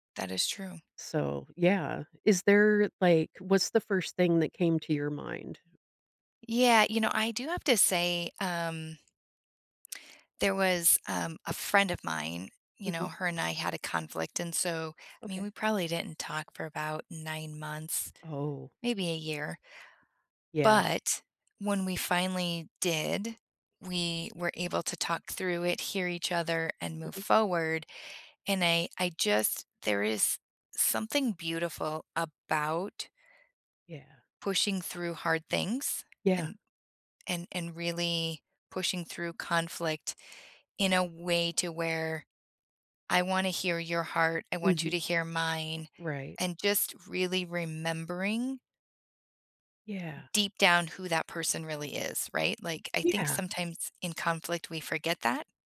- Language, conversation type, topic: English, unstructured, How has conflict unexpectedly brought people closer?
- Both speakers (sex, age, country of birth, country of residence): female, 45-49, United States, United States; female, 50-54, United States, United States
- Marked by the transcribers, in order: none